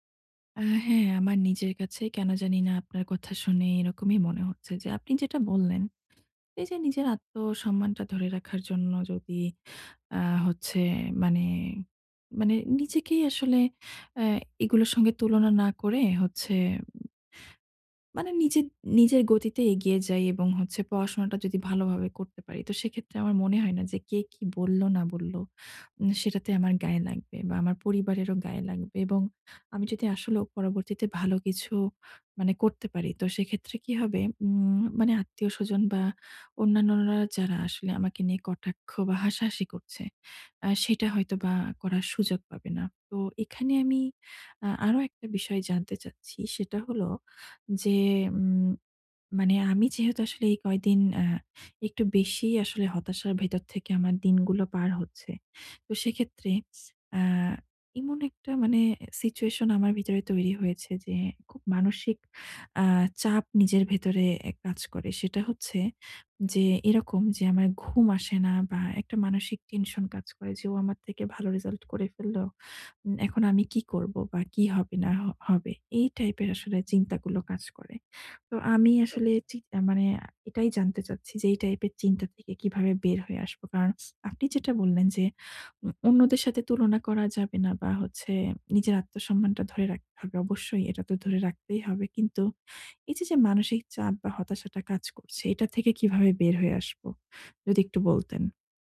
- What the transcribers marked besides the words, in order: tapping; other background noise
- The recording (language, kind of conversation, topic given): Bengali, advice, অন্যদের সঙ্গে নিজেকে তুলনা না করে আমি কীভাবে আত্মসম্মান বজায় রাখতে পারি?